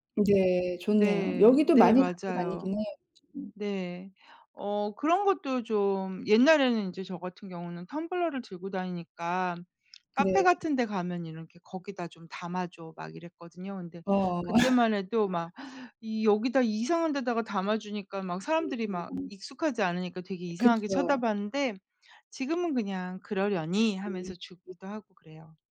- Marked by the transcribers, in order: tapping; laugh; unintelligible speech
- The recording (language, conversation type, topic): Korean, unstructured, 쓰레기를 줄이기 위해 개인이 할 수 있는 일에는 무엇이 있을까요?